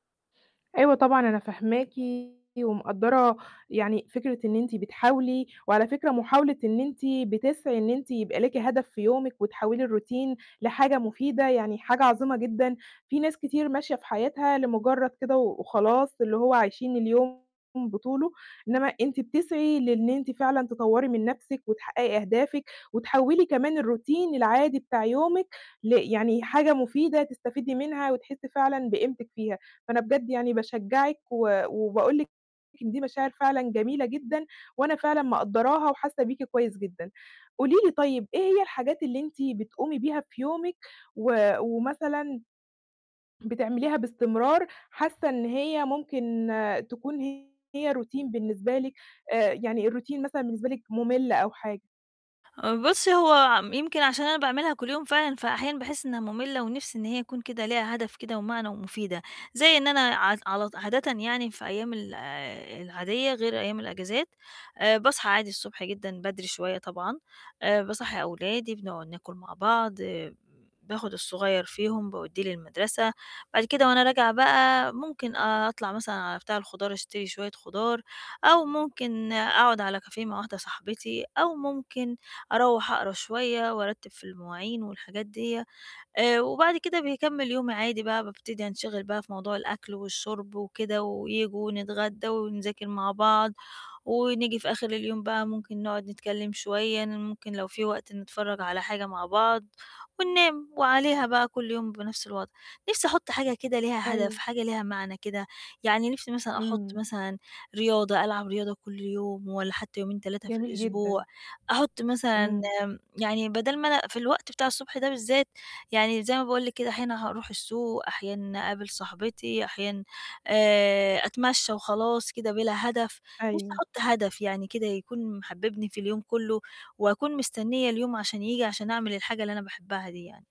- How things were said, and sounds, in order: distorted speech; in English: "الروتين"; in English: "الروتين"; in English: "روتين"; in English: "الروتين"; in English: "كافيه"
- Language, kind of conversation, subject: Arabic, advice, إزاي أخلي روتيني اليومي يبقى ليه هدف ومعنى؟